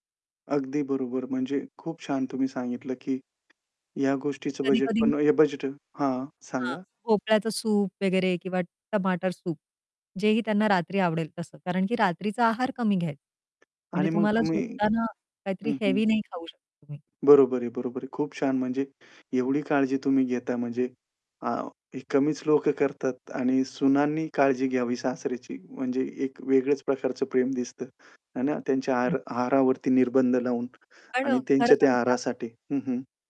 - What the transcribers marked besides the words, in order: other background noise; static; distorted speech; tapping; in English: "हेवी"
- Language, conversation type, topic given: Marathi, podcast, आहारावर निर्बंध असलेल्या व्यक्तींसाठी तुम्ही मेन्यू कसा तयार करता?